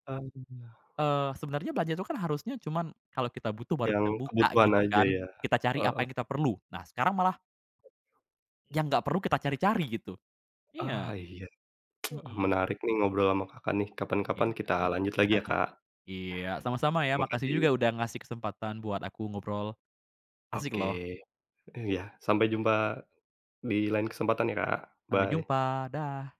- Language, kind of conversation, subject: Indonesian, podcast, Bagaimana kamu mengatur waktu di depan layar supaya tidak kecanduan?
- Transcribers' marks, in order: other background noise; tsk; chuckle